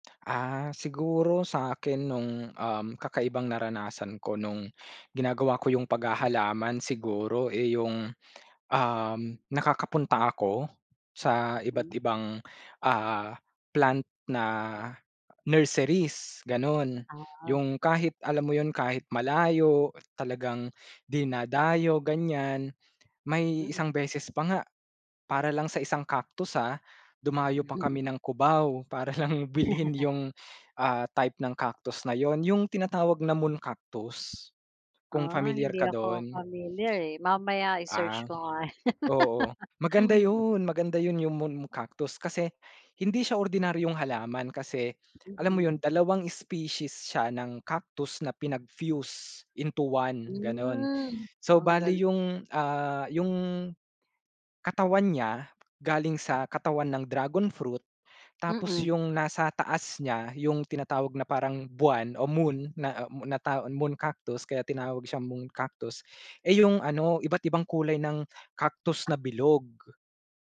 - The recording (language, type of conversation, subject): Filipino, unstructured, Ano ang pinakanakakatuwang kuwento mo habang ginagawa ang hilig mo?
- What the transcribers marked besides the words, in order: chuckle